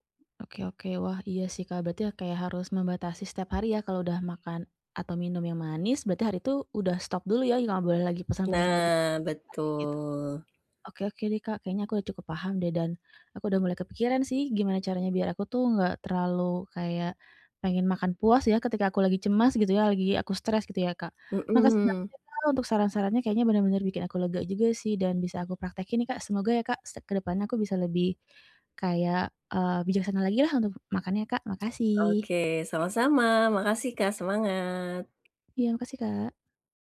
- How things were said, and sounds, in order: other background noise; tapping
- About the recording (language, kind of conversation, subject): Indonesian, advice, Bagaimana saya bisa menata pola makan untuk mengurangi kecemasan?